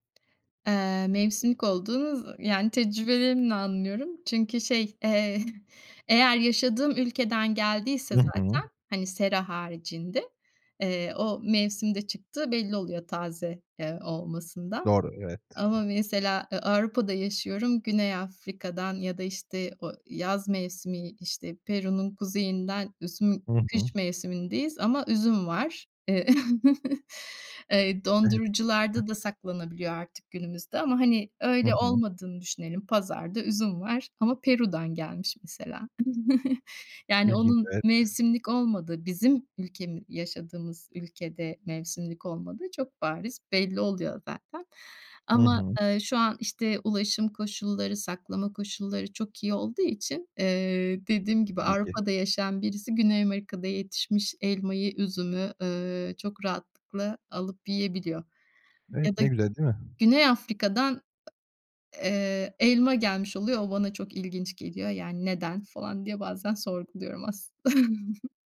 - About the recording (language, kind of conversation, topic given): Turkish, podcast, Yerel ve mevsimlik yemeklerle basit yaşam nasıl desteklenir?
- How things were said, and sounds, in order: tapping; other background noise; chuckle; chuckle; unintelligible speech; chuckle